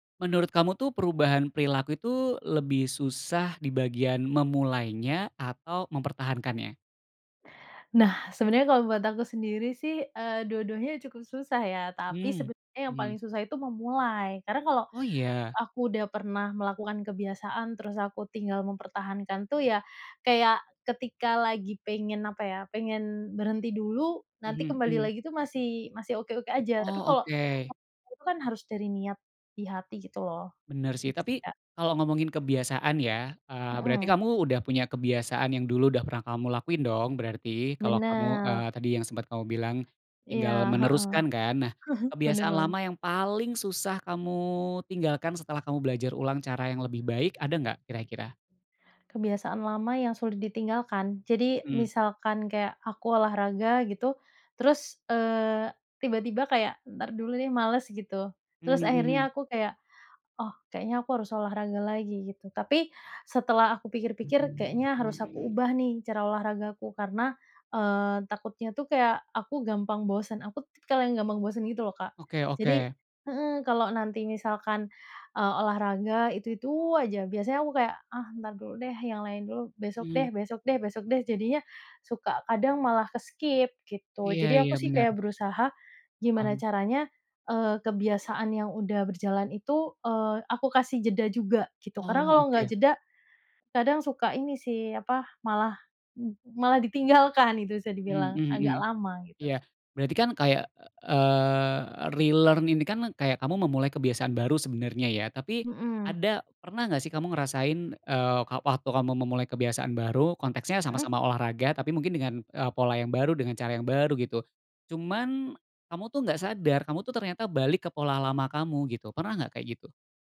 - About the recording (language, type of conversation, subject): Indonesian, podcast, Bagaimana caranya agar tidak kembali ke kebiasaan lama setelah belajar ulang?
- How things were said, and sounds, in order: unintelligible speech; chuckle; other street noise; in English: "ke-skip"; in English: "relearn"